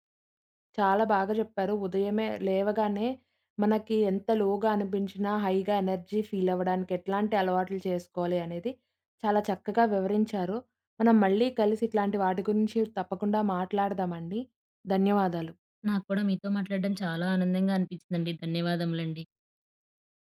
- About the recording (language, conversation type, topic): Telugu, podcast, ఉదయం ఎనర్జీ పెరగడానికి మీ సాధారణ అలవాట్లు ఏమిటి?
- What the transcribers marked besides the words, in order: in English: "లోగా"; in English: "ఎనర్జీ"